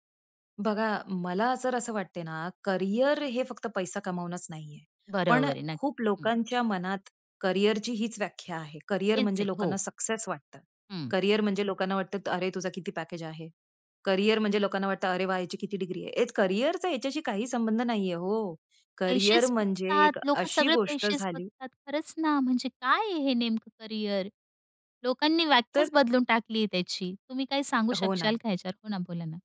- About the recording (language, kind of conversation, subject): Marathi, podcast, तुमची करिअरची व्याख्या कशी बदलली?
- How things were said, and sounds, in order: other background noise; in English: "डिग्री"; tapping; "शकाल" said as "शकताल"